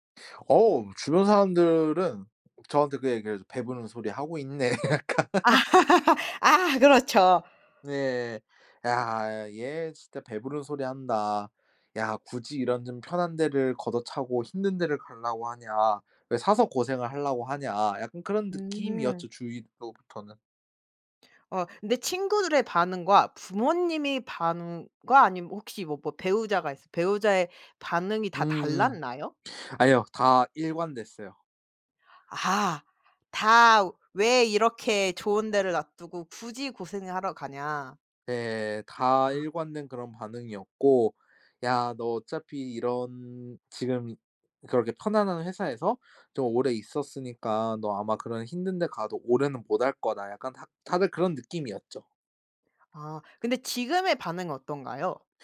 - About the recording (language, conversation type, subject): Korean, podcast, 직업을 바꾸게 된 계기는 무엇이었나요?
- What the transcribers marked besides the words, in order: other background noise; laughing while speaking: "있네. 약간"; laugh; laughing while speaking: "아 그렇죠"; tapping